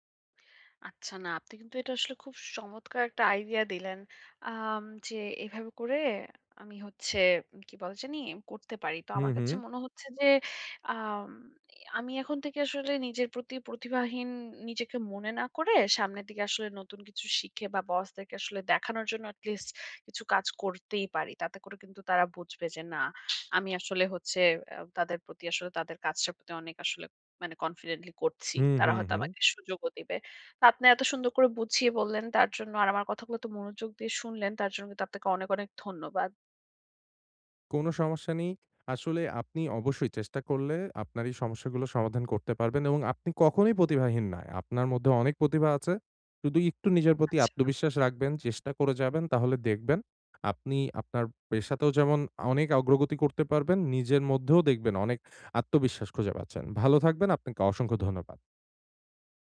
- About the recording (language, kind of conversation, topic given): Bengali, advice, আমি কেন নিজেকে প্রতিভাহীন মনে করি, আর আমি কী করতে পারি?
- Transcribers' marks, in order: "চমত্কার" said as "সমৎকার"; in English: "at least"; tapping; other background noise; "একটু" said as "ইকটু"